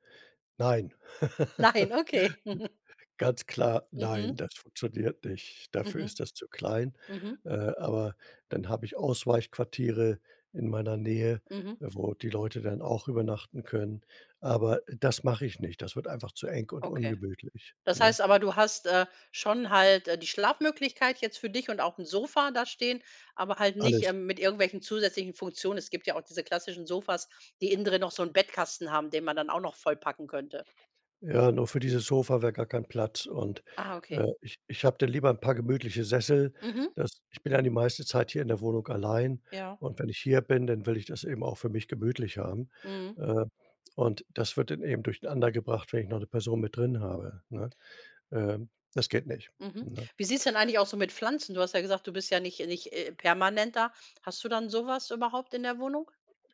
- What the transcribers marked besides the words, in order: laughing while speaking: "Nein"; laugh; chuckle
- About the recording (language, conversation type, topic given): German, podcast, Wie schaffst du Platz in einer kleinen Wohnung?